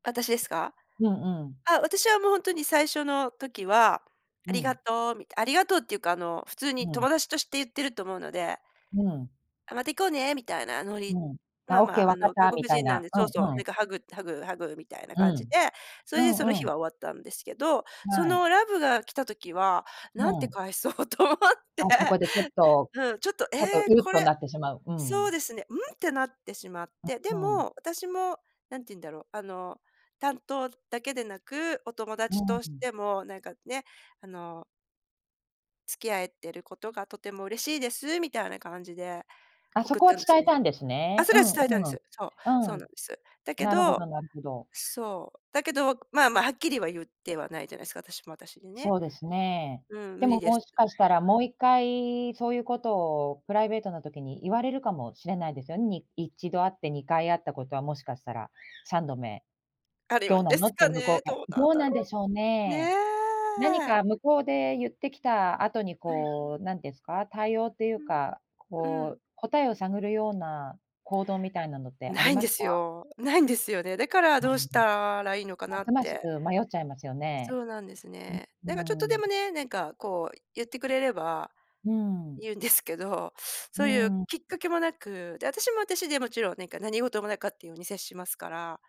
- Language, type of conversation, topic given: Japanese, advice, 人間関係で意見を言うのが怖くて我慢してしまうのは、どうすれば改善できますか？
- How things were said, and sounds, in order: laughing while speaking: "返そうと思って"; other background noise; unintelligible speech; chuckle